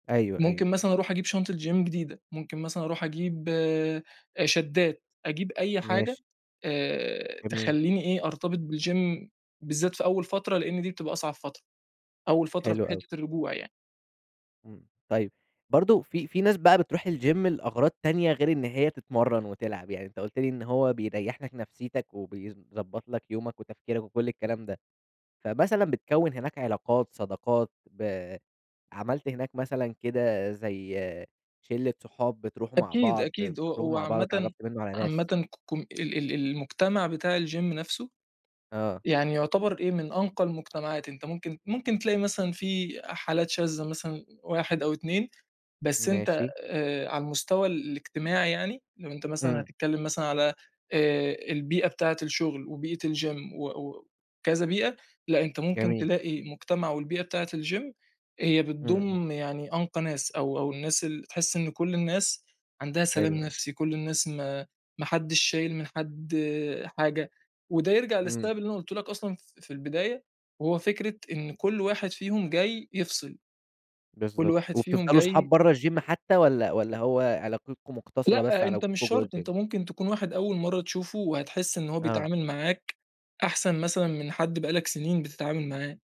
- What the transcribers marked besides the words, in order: in English: "gym"; in English: "بالgym"; in English: "الgym"; in English: "الgym"; in English: "الgym"; tapping; in English: "الgym"; in English: "الgym"; in English: "الgym؟"
- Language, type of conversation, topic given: Arabic, podcast, إيه المشاعر اللي بتحسّ بيها لما بتمارس هوايتك؟